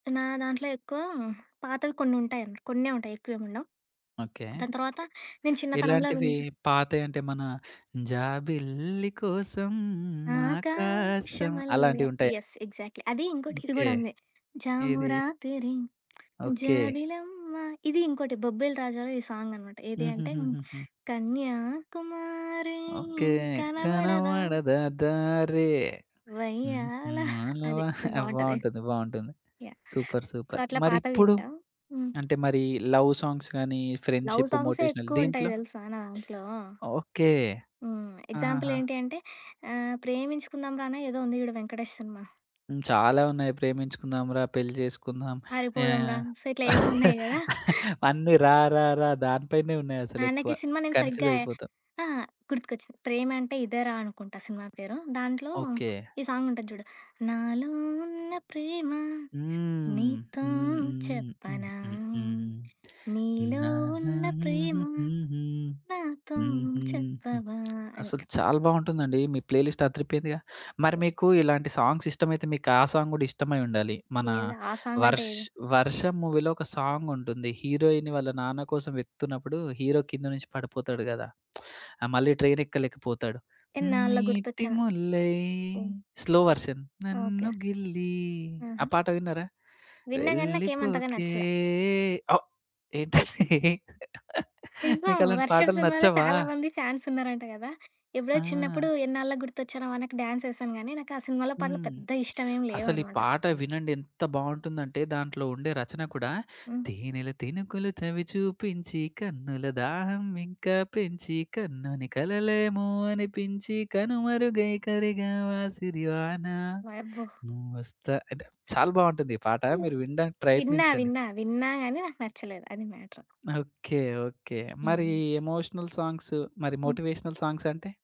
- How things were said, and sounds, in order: other background noise; singing: "జాబిల్లి కోసం ఆకాశం"; singing: "ఆకాశమల్లే"; in English: "యెస్. ఎగ్జాక్ట్‌లీ"; singing: "జామురాతిరి, జాబిలమ్మ"; in English: "సాంగ్"; singing: "కనపడదా దారి. ఊహుఆల వ"; singing: "కన్యాకుమారి కనబడదా"; chuckle; singing: "వయ్యాల"; in English: "సూపర్! సూపర్!"; in English: "సో"; in English: "లవ్ సాంగ్స్"; tapping; in English: "ఫ్రెండ్‌షిప్, మోటివేషనల్"; in English: "లవ్"; in English: "ఎగ్జాంపుల్"; in English: "సో"; laugh; in English: "కన్ఫ్యూజ్"; in English: "నేమ్"; humming a tune; in English: "సాంగ్"; singing: "నాలో ఉన్న ప్రేమ, నీతో చెప్పనా? నీలో ఉన్న ప్రేమ, నాతో చెప్పవా"; lip smack; in English: "ప్లే లిస్ట్"; in English: "సాంగ్స్"; in English: "సాంగ్"; in English: "సాంగ్"; in English: "మూవీలో"; in English: "సాంగ్"; in English: "హీరో"; lip smack; in English: "ట్రైన్"; singing: "నీటి ముల్లై"; in English: "స్లో వర్షన్"; singing: "నన్ను గిల్లి"; singing: "వెళ్ళిపోకే"; other noise; laugh; in English: "ఫ్యాన్స్"; in English: "డ్యాన్స్"; singing: "తేనెల తినుకులు చవి చూపించి, కన్నుల … కరిగావా, సిరివాన. నువ్వొస్తా"; in English: "మ్యాటర్"; in English: "ఎమోషనల్ సాంగ్స్"; in English: "మోటివేషనల్ సాంగ్స్"
- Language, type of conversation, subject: Telugu, podcast, సంగీతం వల్ల మీ బాధ తగ్గిన అనుభవం మీకు ఉందా?